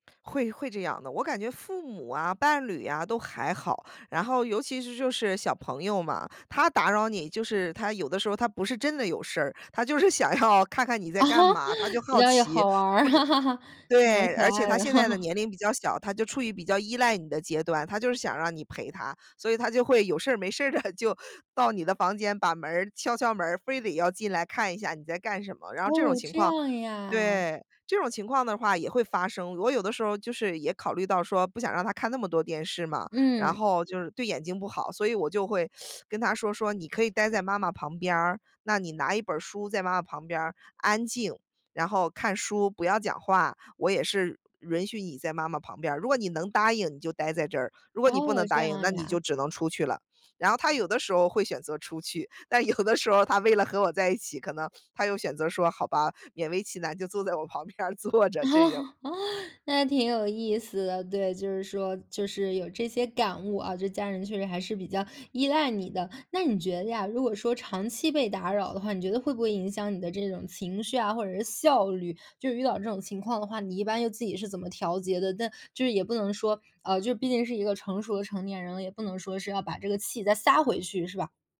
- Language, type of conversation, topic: Chinese, podcast, 家庭成员打扰你时，你通常会怎么应对？
- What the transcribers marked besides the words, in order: laughing while speaking: "想要看看你在干嘛"; laugh; laugh; laughing while speaking: "有事儿没事儿地"; teeth sucking; laughing while speaking: "但有的时候儿他为了和我在一起"; laughing while speaking: "勉为其难就坐在我旁边儿坐着这种"; laugh